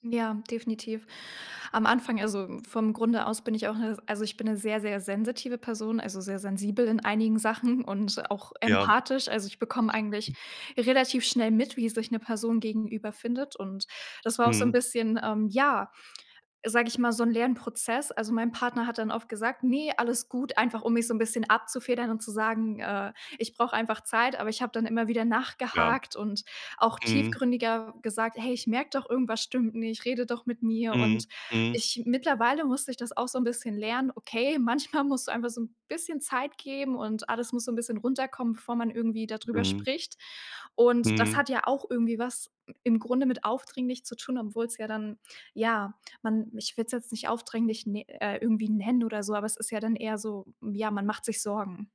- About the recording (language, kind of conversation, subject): German, podcast, Wie baust du Nähe auf, ohne aufdringlich zu wirken?
- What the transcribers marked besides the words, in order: other background noise